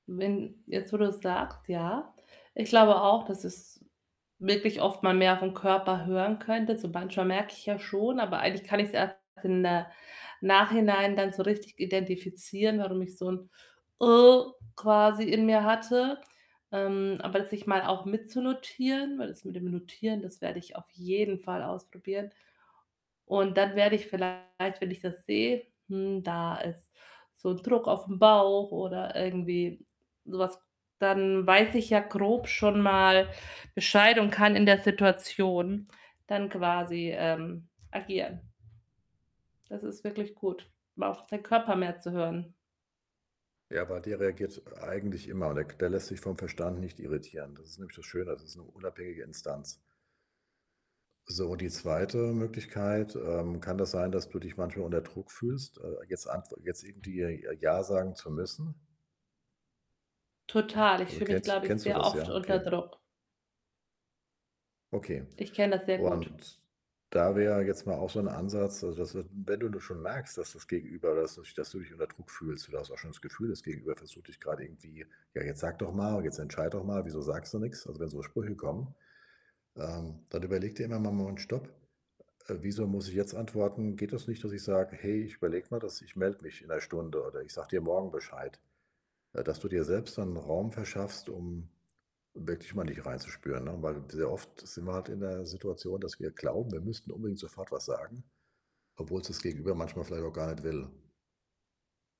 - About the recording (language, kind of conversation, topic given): German, advice, Wie kann ich lernen, nein zu sagen, ohne Schuldgefühle zu haben?
- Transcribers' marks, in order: static; other noise; distorted speech; other background noise; unintelligible speech